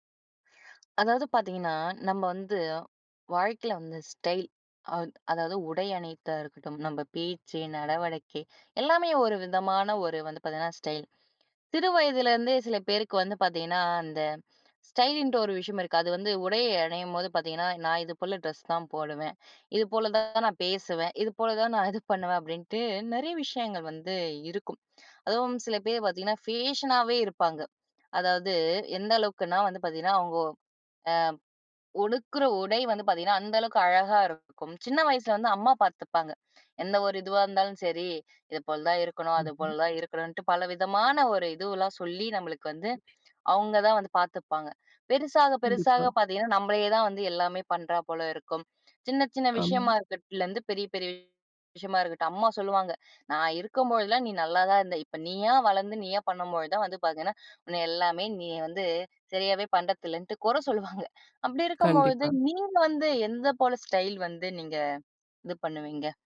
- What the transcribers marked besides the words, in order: other background noise; "அணியிறதா" said as "அணித்தா"; laughing while speaking: "இது போல தான் நான் இது பண்ணுவேன்"; "உடுத்துற" said as "ஒடுக்கிற"; laughing while speaking: "கொர சொல்லுவாங்க"
- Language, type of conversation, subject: Tamil, podcast, வயது கூடிக்கொண்டே போகும் போது உங்கள் தோற்றப் பாணி எப்படி மாறியது?